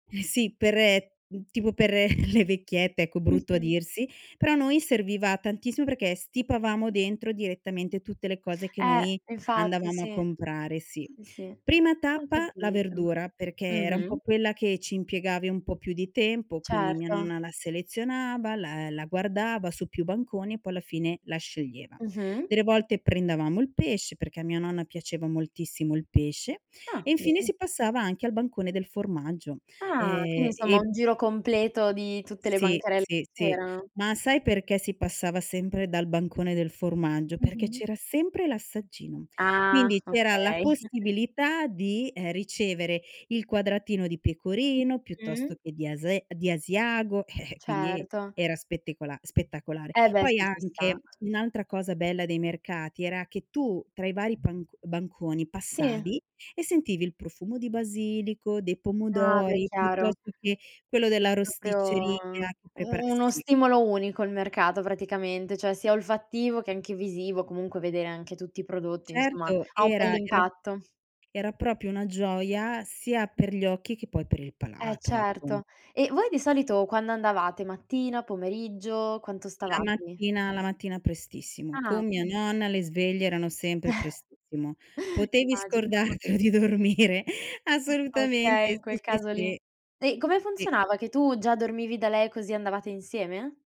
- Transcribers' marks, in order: chuckle; "prendevamo" said as "prendavamo"; tapping; chuckle; giggle; "proprio" said as "propio"; chuckle; laughing while speaking: "scordartelo di dormire"; unintelligible speech
- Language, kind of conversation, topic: Italian, podcast, Com’è stata la tua esperienza con i mercati locali?